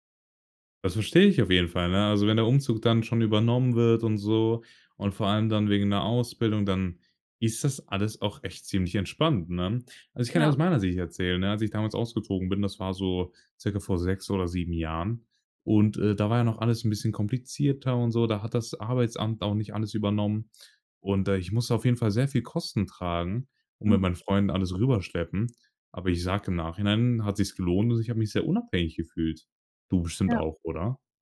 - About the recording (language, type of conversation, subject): German, podcast, Wie entscheidest du, ob du in deiner Stadt bleiben willst?
- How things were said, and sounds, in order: none